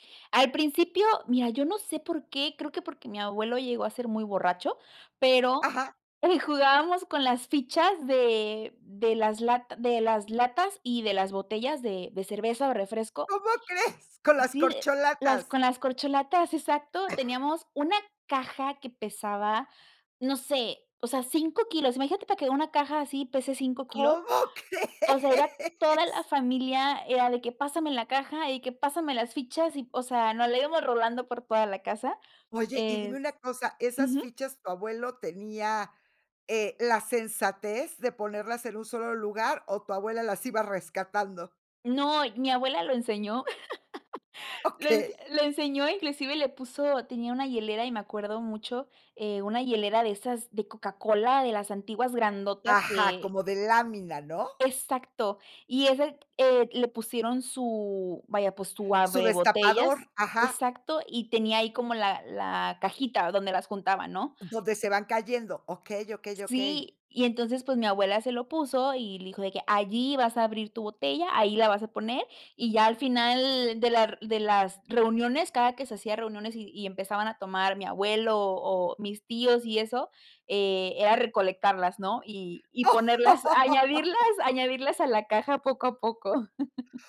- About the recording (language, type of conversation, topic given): Spanish, podcast, ¿Qué actividad conecta a varias generaciones en tu casa?
- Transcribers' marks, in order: laughing while speaking: "eh, jugábamos"; chuckle; other background noise; cough; laughing while speaking: "¿Cómo crees?"; laugh; tapping; laugh; laughing while speaking: "ponerlas, añadirlas, añadirlas"; chuckle